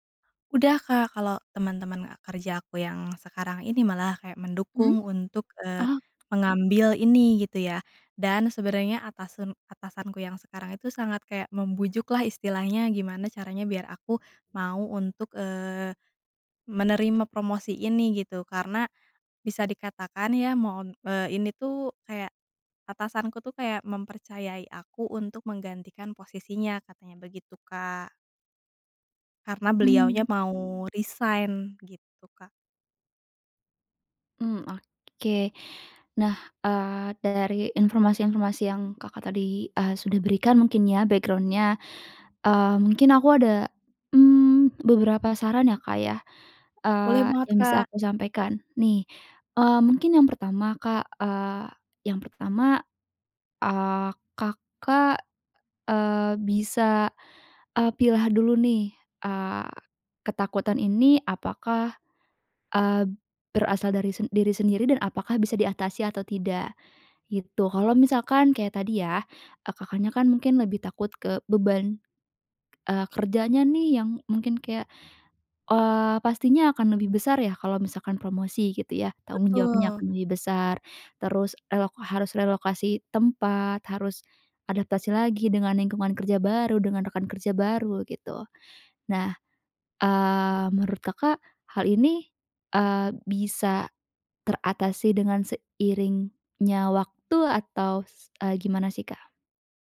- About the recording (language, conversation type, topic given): Indonesian, advice, Haruskah saya menerima promosi dengan tanggung jawab besar atau tetap di posisi yang nyaman?
- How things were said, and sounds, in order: other background noise; in English: "background-nya"